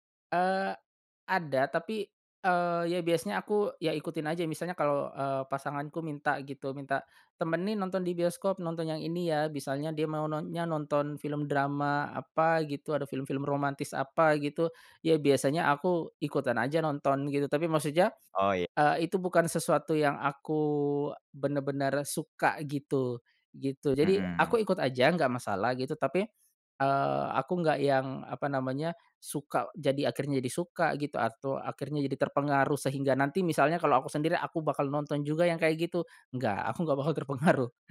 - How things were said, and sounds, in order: "misalnya" said as "bisalnya"; laughing while speaking: "terpengaruh"
- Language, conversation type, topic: Indonesian, podcast, Bagaimana pengalamanmu menonton film di bioskop dibandingkan di rumah?